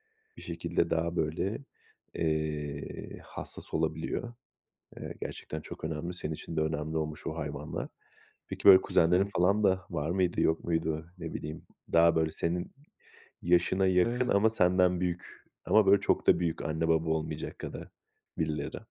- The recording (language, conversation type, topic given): Turkish, podcast, Öğretmenlerin seni nasıl etkiledi?
- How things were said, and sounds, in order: none